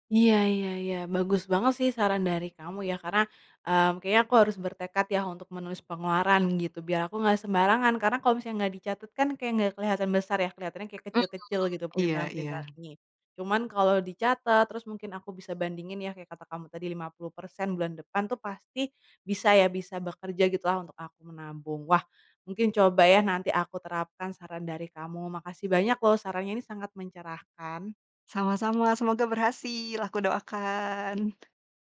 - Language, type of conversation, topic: Indonesian, advice, Bagaimana caramu menahan godaan belanja impulsif meski ingin menabung?
- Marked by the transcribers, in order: other background noise; tapping